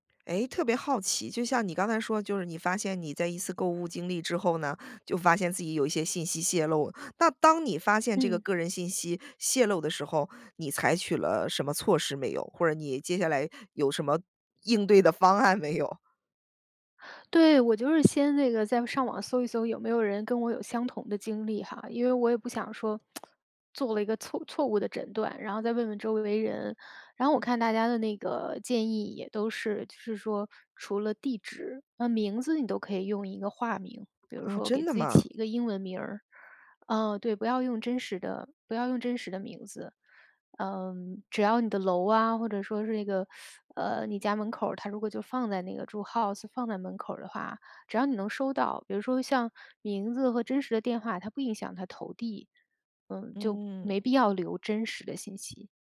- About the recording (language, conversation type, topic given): Chinese, podcast, 我们该如何保护网络隐私和安全？
- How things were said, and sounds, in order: laughing while speaking: "方案没有？"; tapping; tsk; other background noise; teeth sucking; in English: "house"